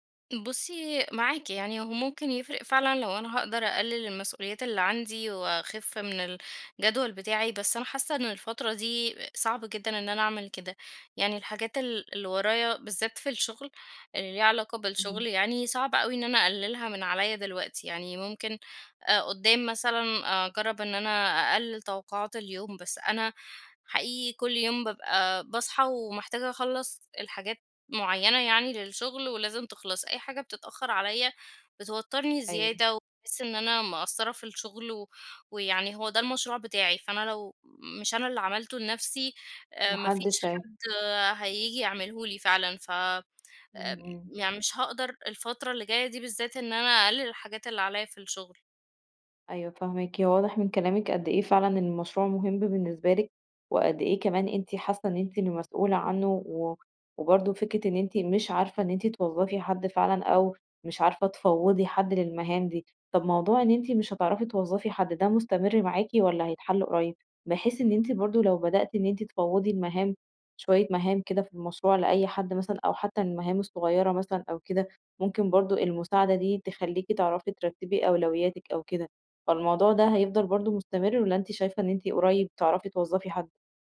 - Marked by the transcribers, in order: tapping
- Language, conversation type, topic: Arabic, advice, إزاي بتتعامل مع الإرهاق وعدم التوازن بين الشغل وحياتك وإنت صاحب بيزنس؟